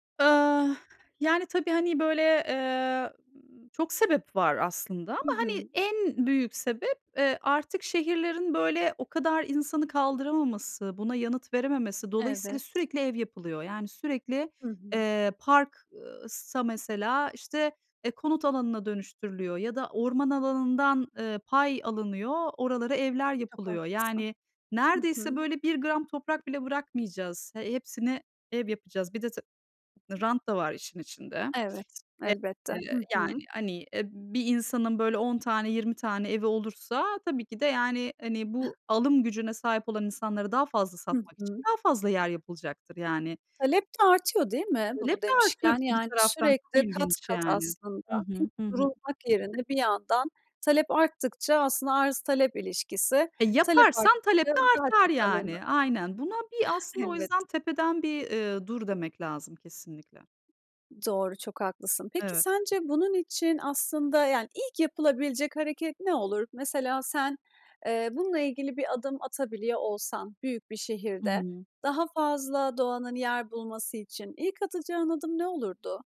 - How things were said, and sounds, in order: other background noise; chuckle; chuckle; tapping
- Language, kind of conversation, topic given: Turkish, podcast, Şehirlerde doğa nasıl daha fazla yer bulabilir?